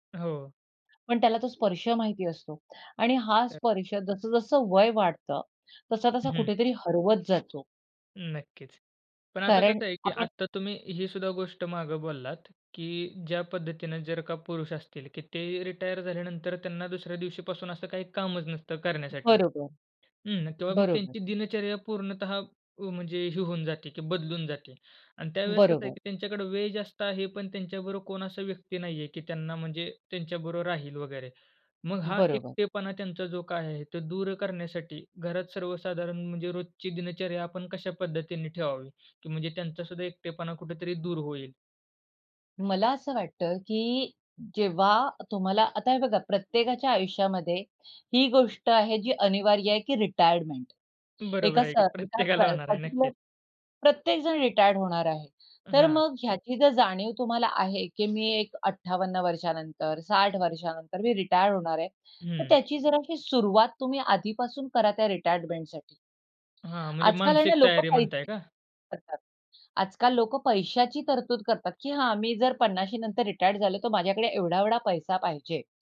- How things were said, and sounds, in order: unintelligible speech; in English: "पर्टिक्युलर"; laughing while speaking: "प्रत्येकाला होणार आहे"; other background noise; unintelligible speech
- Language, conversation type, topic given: Marathi, podcast, वयोवृद्ध लोकांचा एकटेपणा कमी करण्याचे प्रभावी मार्ग कोणते आहेत?